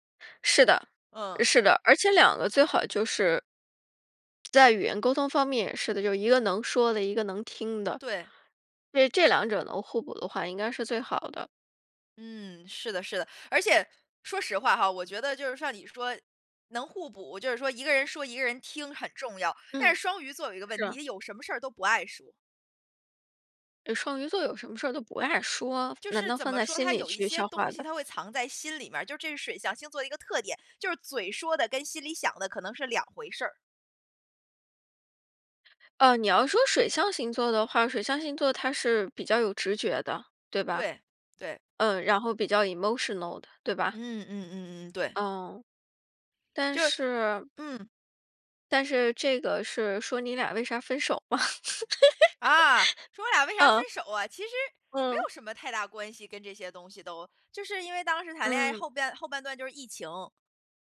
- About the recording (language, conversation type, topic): Chinese, podcast, 有什么歌会让你想起第一次恋爱？
- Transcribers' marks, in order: other background noise; in English: "emotional"; laughing while speaking: "吗？"; laugh